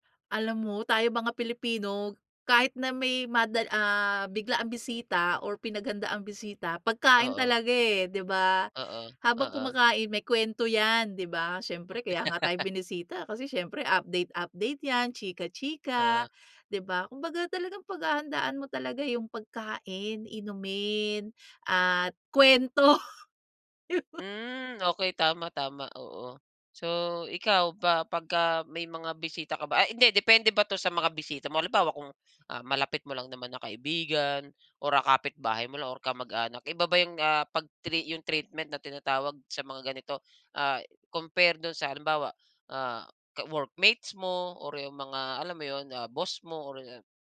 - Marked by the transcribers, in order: gasp; laugh; gasp; gasp; laughing while speaking: "kwento"
- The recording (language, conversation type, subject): Filipino, podcast, Paano ninyo inihahanda ang bahay kapag may biglaang bisita?